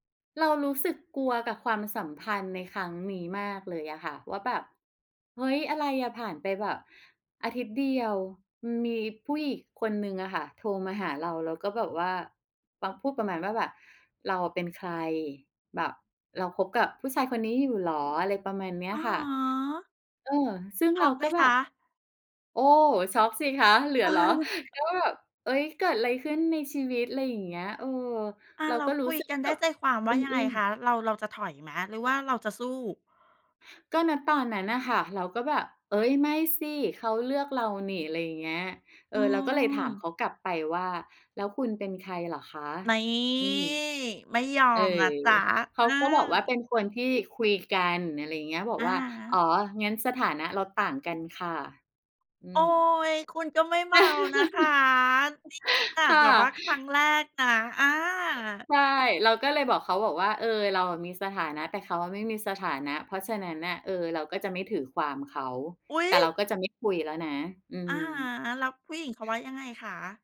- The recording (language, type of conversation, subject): Thai, podcast, คุณเคยปล่อยให้ความกลัวหยุดคุณไว้ไหม แล้วคุณทำยังไงต่อ?
- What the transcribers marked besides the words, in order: chuckle; tapping; drawn out: "นี่ !"; chuckle; other background noise